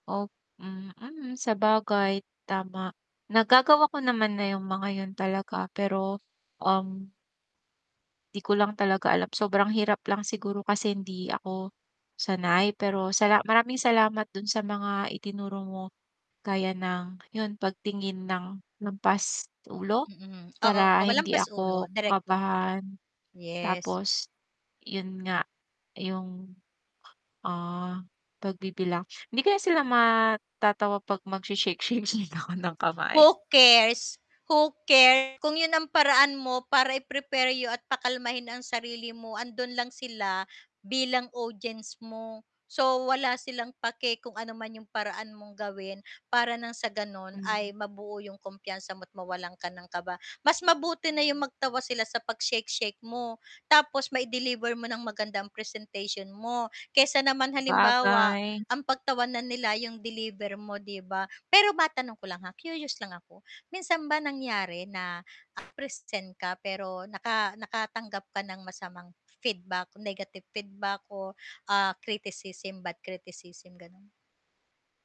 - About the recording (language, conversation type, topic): Filipino, advice, Paano ako magiging mas epektibo kapag nagsasalita sa harap ng maraming tao?
- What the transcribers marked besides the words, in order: distorted speech; static; inhale; laughing while speaking: "mag she-shake-shake-shake ako ng kamay?"; tapping